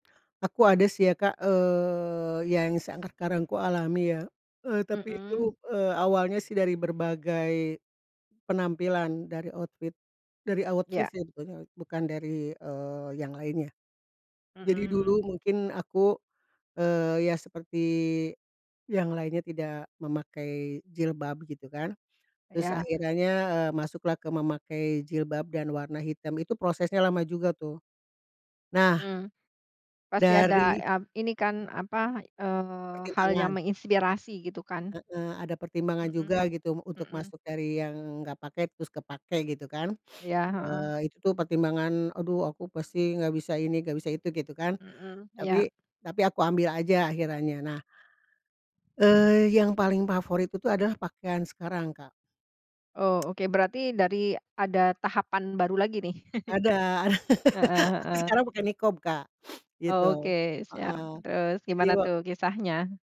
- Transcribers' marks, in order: drawn out: "eee"; "sekarang" said as "seangkakarang"; tapping; in English: "outfit"; in English: "outfit"; other background noise; laughing while speaking: "ada"; laugh; chuckle; in Arabic: "niqab"
- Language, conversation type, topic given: Indonesian, podcast, Apa cerita di balik penampilan favoritmu?